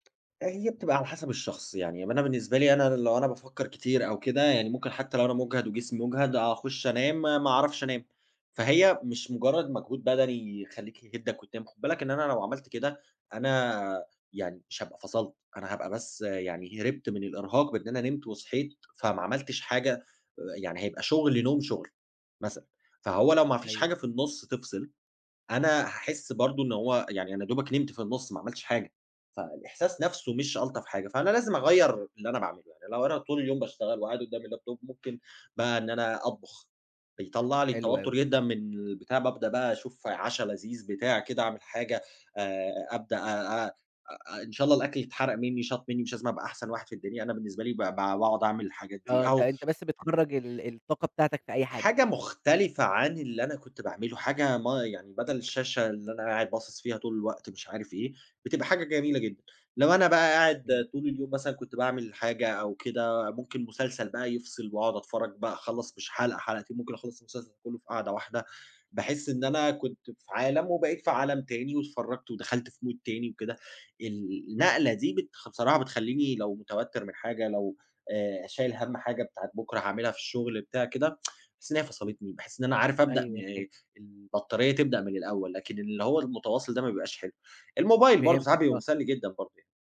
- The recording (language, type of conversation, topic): Arabic, podcast, إزاي بتفرّغ توتر اليوم قبل ما تنام؟
- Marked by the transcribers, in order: tapping; in English: "الlaptop"; in English: "mood"; tsk